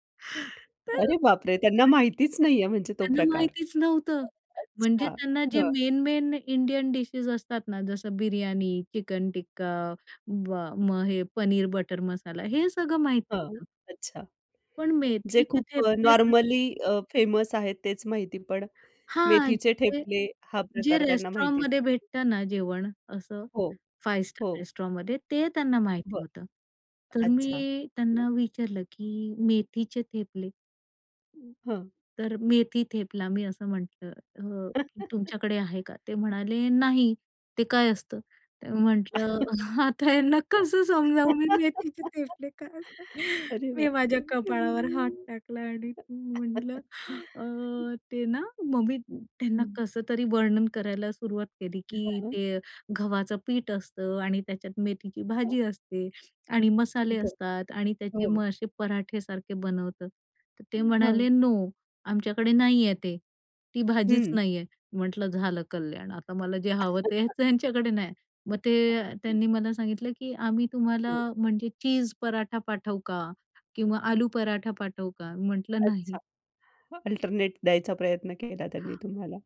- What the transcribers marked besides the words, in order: tapping; unintelligible speech; other background noise; in English: "फेमस"; in English: "रेस्टॉरंटमध्ये"; in English: "फाइव्ह स्टार रेस्टॉरंटमध्ये"; laugh; laughing while speaking: "आता ह्यांना कसं समजावू मी … कपाळावर हात टाकला"; laugh; laughing while speaking: "अरे बापरे! हं"; chuckle; unintelligible speech; laughing while speaking: "हवं ते त्यांच्याकडे नाही"; laugh
- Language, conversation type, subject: Marathi, podcast, परदेशात असताना घरच्या जेवणाची चव किंवा स्वयंपाकघराचा सुगंध कधी आठवतो का?